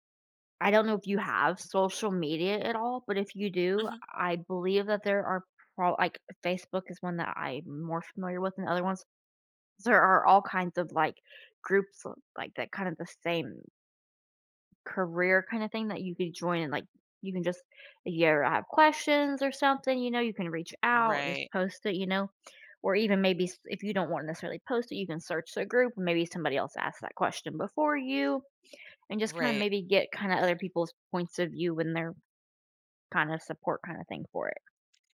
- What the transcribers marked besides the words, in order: none
- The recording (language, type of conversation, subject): English, advice, How should I prepare for a major life change?